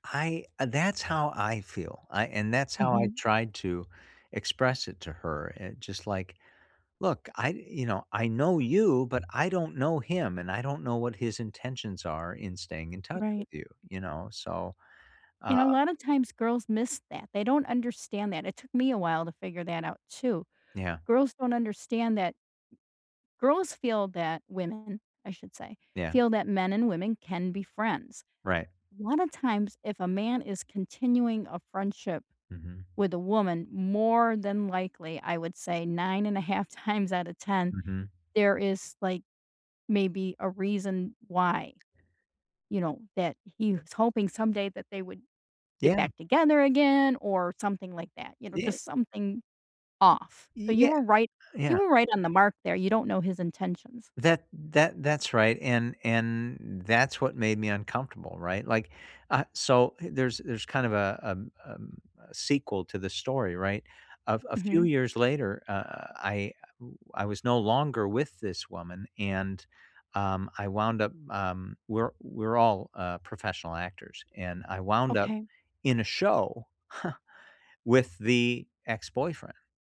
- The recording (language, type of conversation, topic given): English, unstructured, Is it okay to date someone who still talks to their ex?
- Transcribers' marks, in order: tapping; chuckle